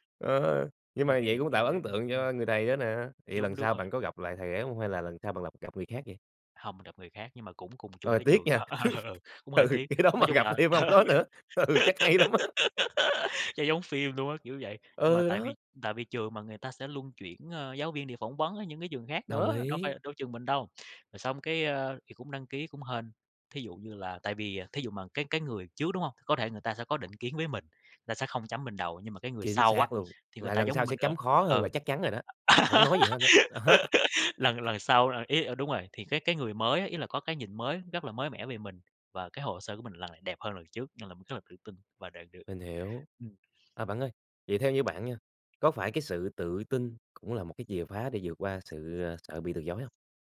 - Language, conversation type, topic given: Vietnamese, podcast, Bạn vượt qua nỗi sợ bị từ chối như thế nào?
- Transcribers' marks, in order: unintelligible speech; chuckle; laughing while speaking: "Ừ, cái đó mà gặp … hay lắm á!"; laugh; laughing while speaking: "ừ"; laugh; other background noise; tapping; laugh; laughing while speaking: "đó"